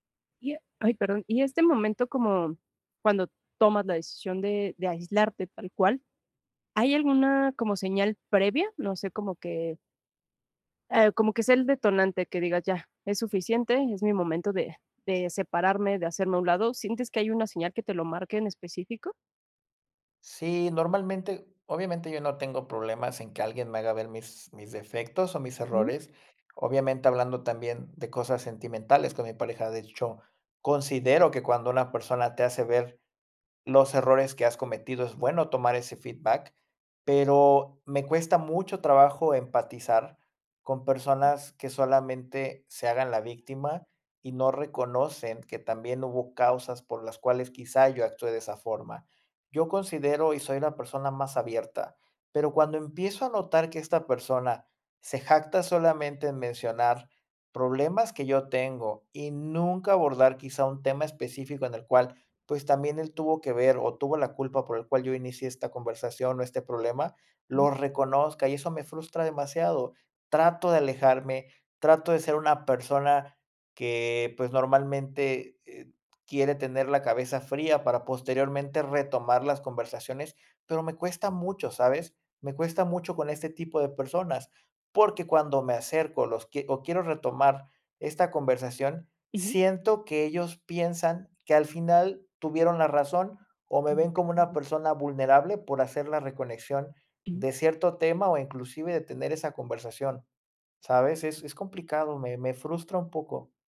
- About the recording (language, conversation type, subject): Spanish, advice, ¿Cómo puedo dejar de aislarme socialmente después de un conflicto?
- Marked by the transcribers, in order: hiccup; other background noise